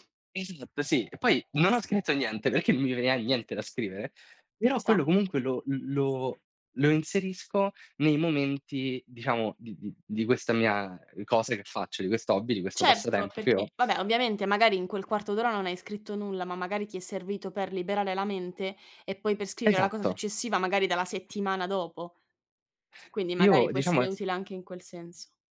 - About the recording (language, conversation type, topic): Italian, unstructured, Come ti senti dopo una bella sessione del tuo hobby preferito?
- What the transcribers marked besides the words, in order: other background noise; tapping